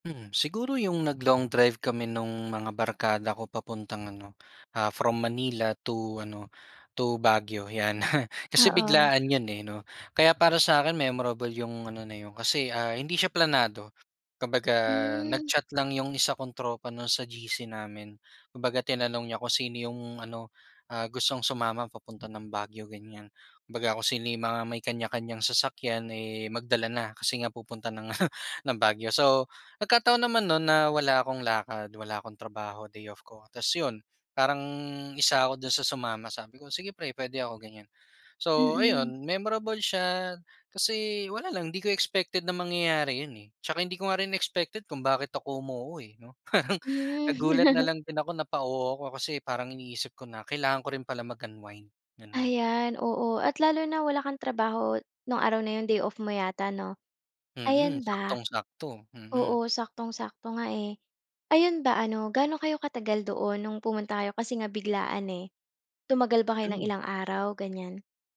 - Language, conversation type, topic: Filipino, podcast, Maaari mo bang ikuwento ang paborito mong biyahe?
- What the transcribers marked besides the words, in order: scoff; scoff; laughing while speaking: "Parang"; chuckle